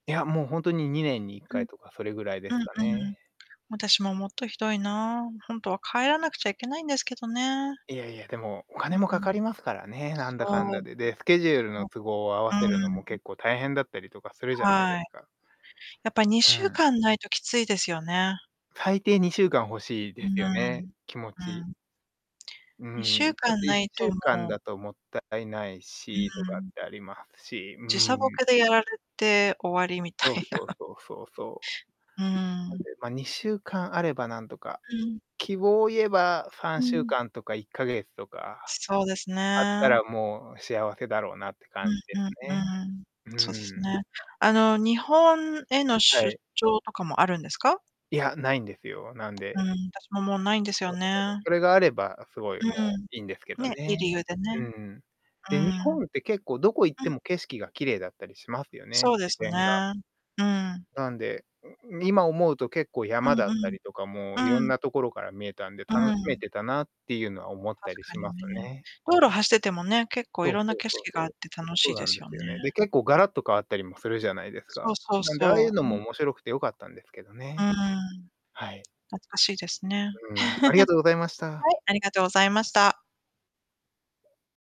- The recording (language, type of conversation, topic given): Japanese, unstructured, 自然の中でいちばん好きな場所はどこですか？
- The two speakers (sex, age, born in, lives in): female, 45-49, Japan, United States; male, 35-39, Japan, United States
- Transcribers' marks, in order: distorted speech; laughing while speaking: "みたいな"; unintelligible speech; tapping; chuckle